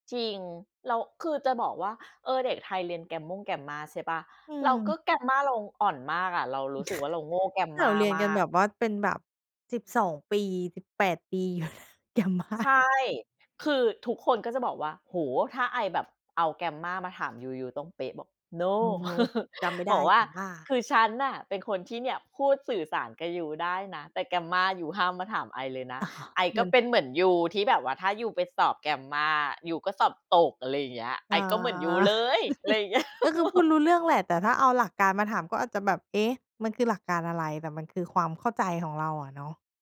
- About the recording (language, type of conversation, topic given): Thai, podcast, คุณเคยหลงทางตอนเดินทางไปเมืองไกลไหม แล้วตอนนั้นเกิดอะไรขึ้นบ้าง?
- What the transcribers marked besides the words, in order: chuckle; chuckle; laughing while speaking: "Grammar"; laugh; laugh; laughing while speaking: "แบบ"